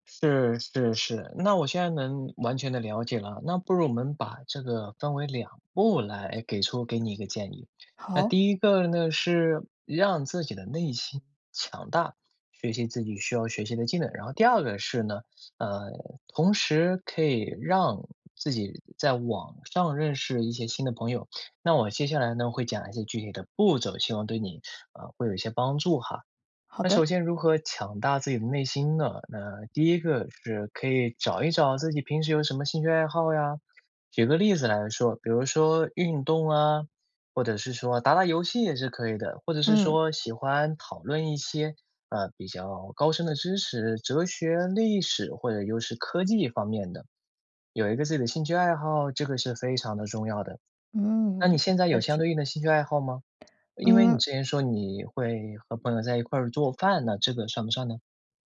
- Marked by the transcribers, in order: other background noise; other noise
- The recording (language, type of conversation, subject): Chinese, advice, 搬到新城市后我感到孤单无助，该怎么办？
- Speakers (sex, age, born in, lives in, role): female, 30-34, China, Japan, user; male, 20-24, China, United States, advisor